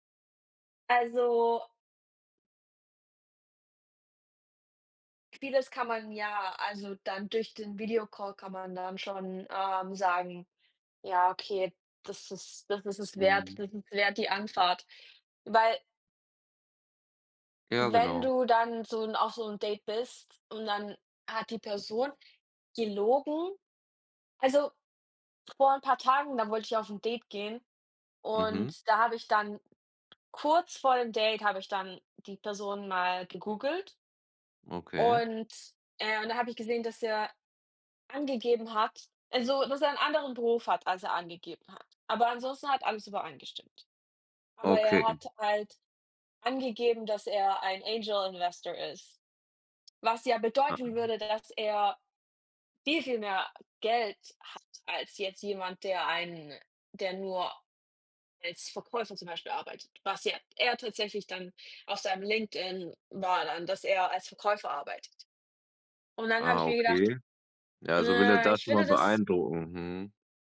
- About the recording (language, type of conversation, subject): German, unstructured, Wie reagierst du, wenn dein Partner nicht ehrlich ist?
- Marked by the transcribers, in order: other background noise; laughing while speaking: "Okay"; in English: "Angel Investor"